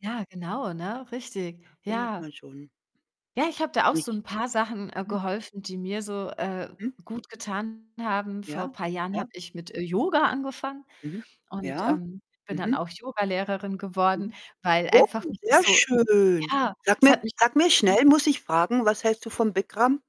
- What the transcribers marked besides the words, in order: distorted speech; other noise; other background noise
- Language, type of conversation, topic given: German, unstructured, Welche kleinen Dinge machen deinen Tag besser?